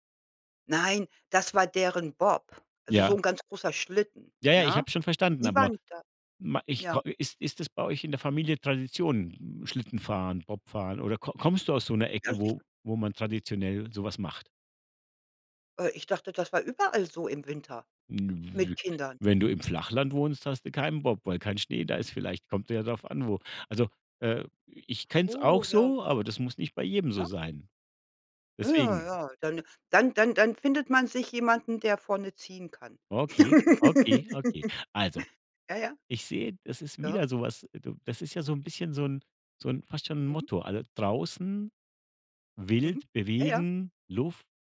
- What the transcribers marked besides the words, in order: other noise; giggle
- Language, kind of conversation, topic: German, podcast, Was war dein liebstes Spielzeug in deiner Kindheit?